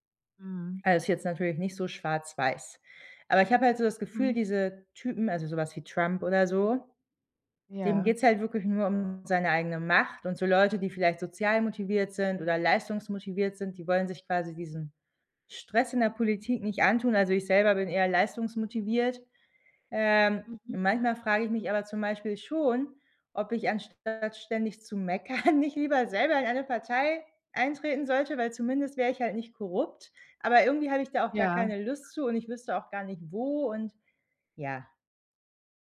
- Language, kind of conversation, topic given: German, advice, Wie kann ich emotionale Überforderung durch ständige Katastrophenmeldungen verringern?
- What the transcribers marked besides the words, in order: other background noise; laughing while speaking: "meckern"; chuckle